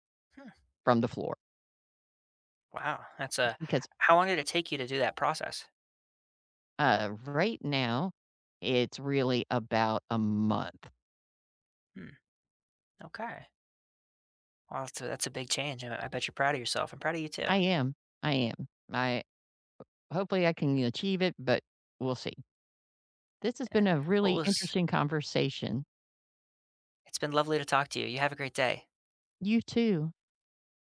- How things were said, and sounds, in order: none
- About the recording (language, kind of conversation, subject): English, unstructured, How can you persuade someone to cut back on sugar?